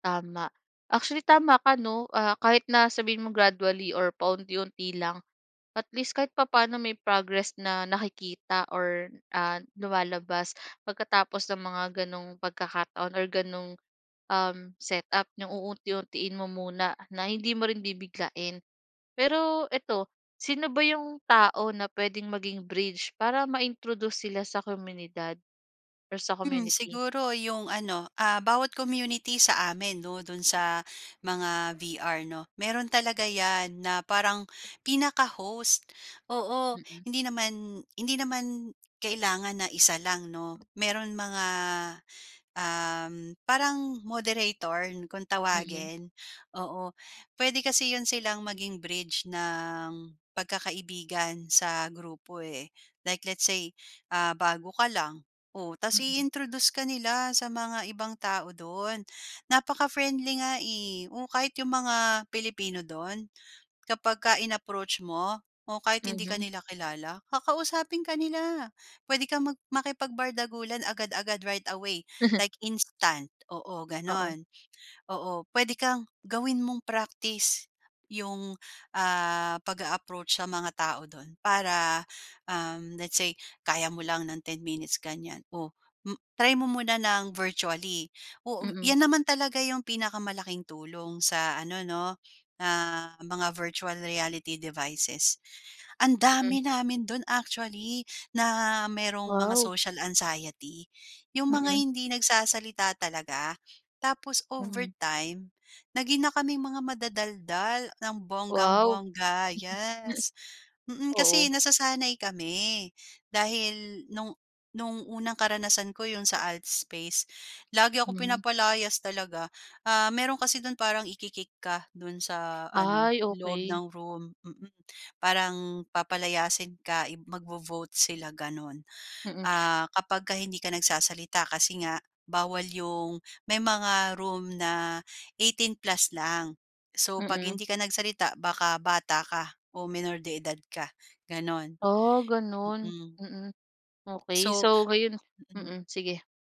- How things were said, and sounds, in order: in English: "gradually"; other background noise; in English: "ma-introduce"; in English: "pinaka-host"; tapping; in English: "moderator"; in English: "Like let's say"; in English: "i-introduce"; in English: "in-approach"; laugh; in English: "right away like instant"; in English: "pag-a-approach"; in English: "virtually"; in English: "virtual reality devices"; in English: "social anxiety"; chuckle; in English: "alt space"; in English: "iki-kick"; gasp
- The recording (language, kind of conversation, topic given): Filipino, podcast, Ano ang makakatulong sa isang taong natatakot lumapit sa komunidad?